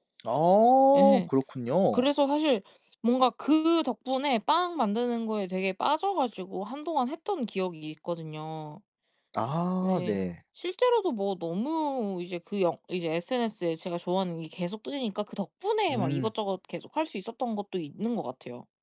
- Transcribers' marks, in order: none
- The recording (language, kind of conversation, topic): Korean, podcast, 소셜미디어가 우리 일상에 미치는 영향에 대해 솔직히 어떻게 생각하시나요?